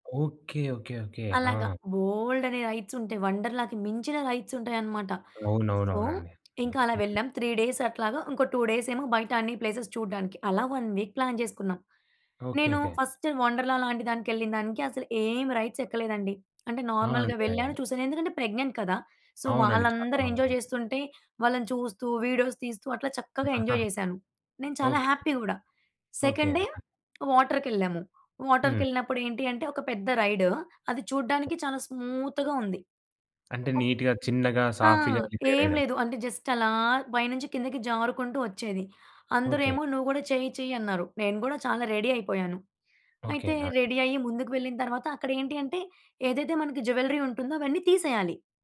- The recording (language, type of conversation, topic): Telugu, podcast, ఒక పెద్ద తప్పు చేసిన తర్వాత నిన్ను నీవే ఎలా క్షమించుకున్నావు?
- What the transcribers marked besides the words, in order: in English: "రైడ్స్"; in English: "రైడ్స్"; in English: "సో"; tapping; in English: "త్రీ డేస్"; in English: "టూ డేస్"; in English: "ప్లేస‌స్"; in English: "వన్ వీక్ ప్లాన్"; in English: "ఫస్ట్"; in English: "రైడ్స్"; other noise; in English: "నార్మల్‌గా"; other background noise; in English: "ప్రెగ్నెంట్"; in English: "సో"; in English: "ఎంజాయ్"; in English: "వీడియోస్"; in English: "ఎంజాయ్"; in English: "హ్యాపీ"; in English: "సెకండ్ డే"; in English: "స్మూత్‌గా"; in English: "నీట్‌గా"; in English: "జస్ట్"; in English: "రెడీ"; in English: "రెడీ"; in English: "జ్యువెల్లరీ"